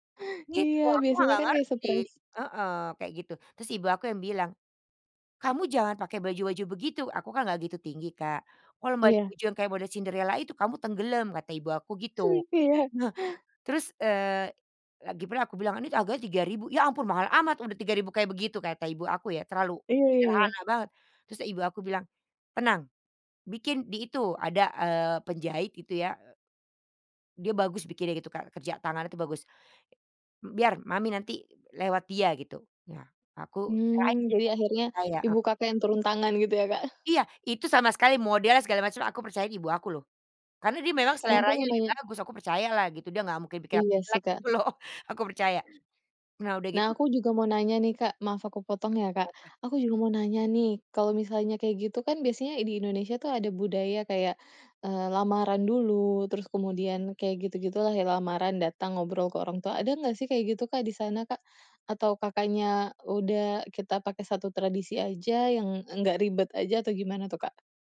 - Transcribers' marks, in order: other background noise; in English: "surprise"; laughing while speaking: "Mhm, iya"; chuckle; tapping; unintelligible speech; laughing while speaking: "loh"; unintelligible speech
- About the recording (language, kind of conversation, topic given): Indonesian, podcast, Bagaimana kamu merayakan tradisi dari dua budaya sekaligus?